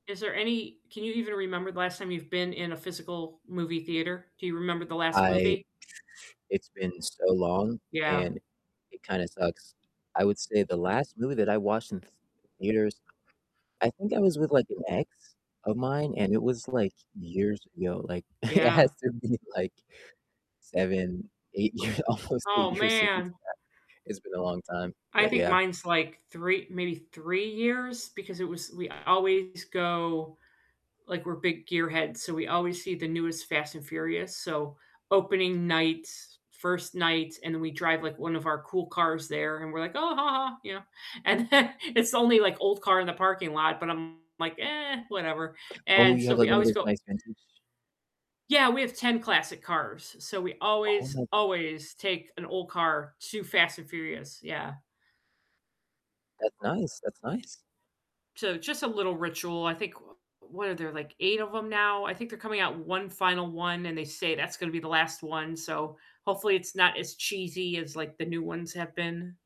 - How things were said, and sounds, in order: distorted speech; other background noise; mechanical hum; laughing while speaking: "it has to have been"; laughing while speaking: "years, almost eight years"; laughing while speaking: "And then"; tapping
- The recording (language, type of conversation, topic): English, unstructured, What are your weekend viewing rituals, from snacks and setup to who you watch with?